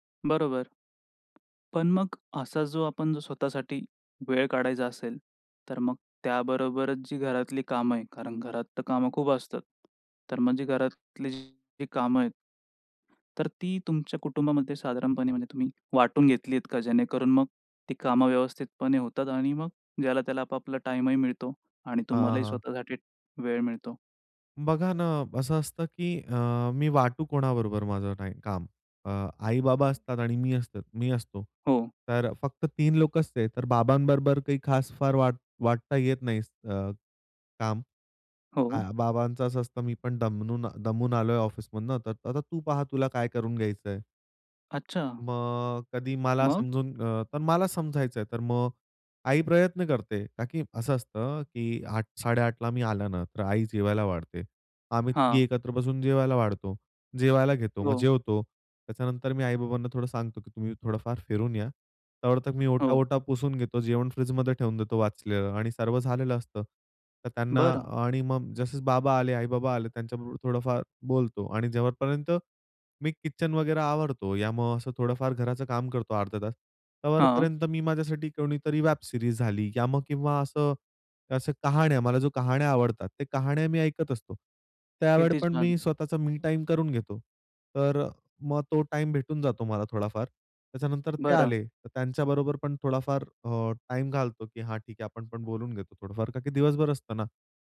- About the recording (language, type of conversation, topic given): Marathi, podcast, फक्त स्वतःसाठी वेळ कसा काढता आणि घरही कसे सांभाळता?
- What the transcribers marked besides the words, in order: tapping; other background noise; in English: "मी टाईम"